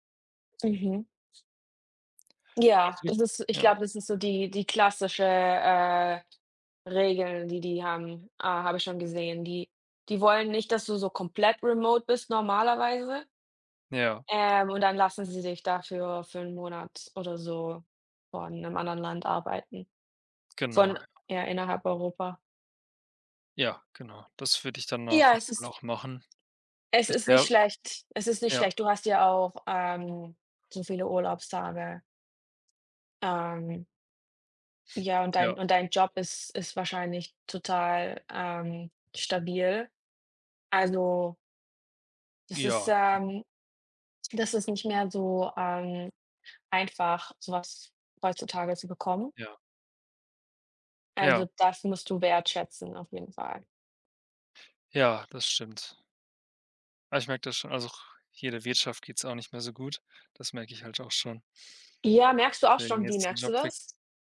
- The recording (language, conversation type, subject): German, unstructured, Was war deine aufregendste Entdeckung auf einer Reise?
- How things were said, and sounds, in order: unintelligible speech; unintelligible speech